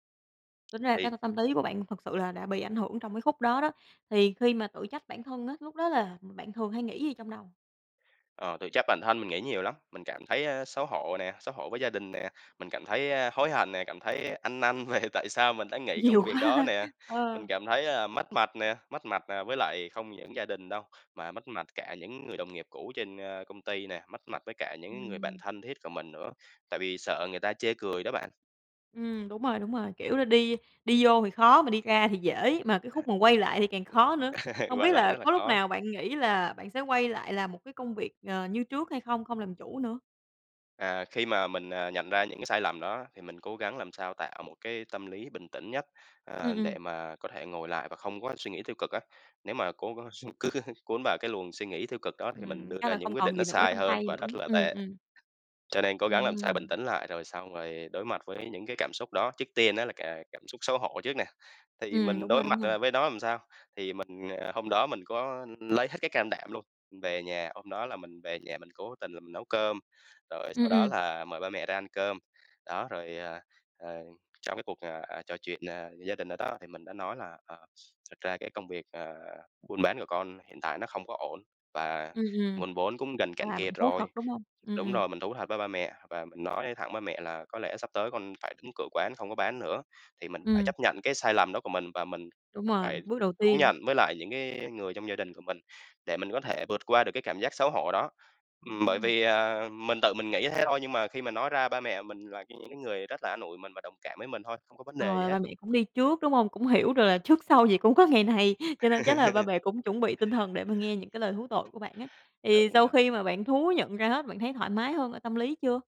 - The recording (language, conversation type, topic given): Vietnamese, podcast, Bạn làm sao để chấp nhận những sai lầm của mình?
- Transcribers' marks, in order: tapping; laughing while speaking: "về"; laughing while speaking: "Nhiều quá ha"; laugh; laughing while speaking: "cứ"; laugh; other background noise